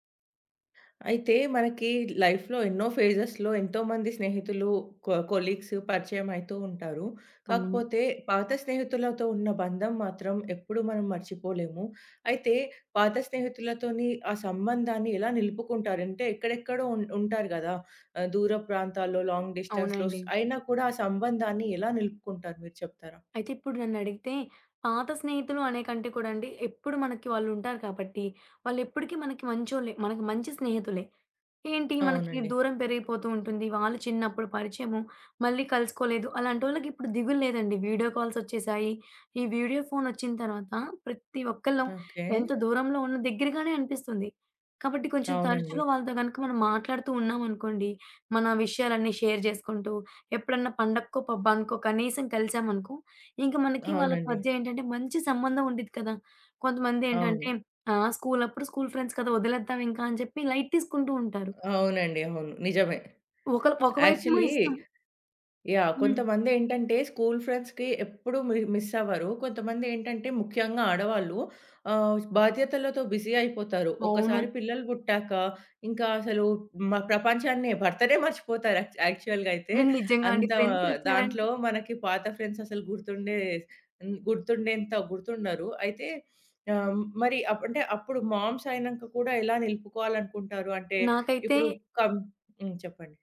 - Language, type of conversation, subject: Telugu, podcast, పాత స్నేహితులతో సంబంధాన్ని ఎలా నిలుపుకుంటారు?
- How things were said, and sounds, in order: in English: "లైఫ్‌లో"; in English: "ఫేజెస్‌లో"; in English: "కొలీగ్స్"; in English: "లాంగ్ డిస్టెన్స్‌లో‌స్"; tapping; other background noise; in English: "వీడియో కాల్స్"; in English: "వీడియో"; in English: "షేర్"; in English: "ఫ్రెండ్స్"; in English: "లైట్"; in English: "యాక్చువలీ"; in English: "ఫ్రెండ్స్‌కి"; in English: "బిజీ"; in English: "యాక్చువల్‌గా"; in English: "ఫ్రెండ్స్"; in English: "ఫ్రెండ్స్"; in English: "మామ్స్"